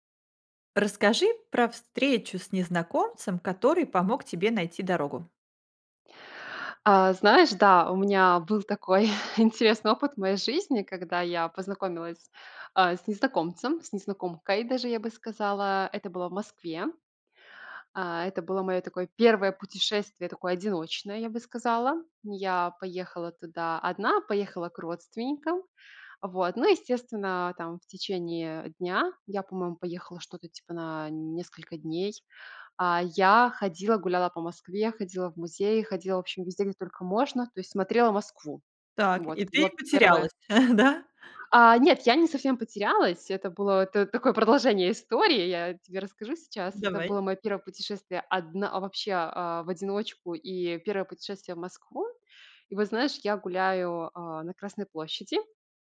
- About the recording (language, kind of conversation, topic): Russian, podcast, Как ты познакомился(ась) с незнакомцем, который помог тебе найти дорогу?
- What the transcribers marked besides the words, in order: chuckle; other background noise; chuckle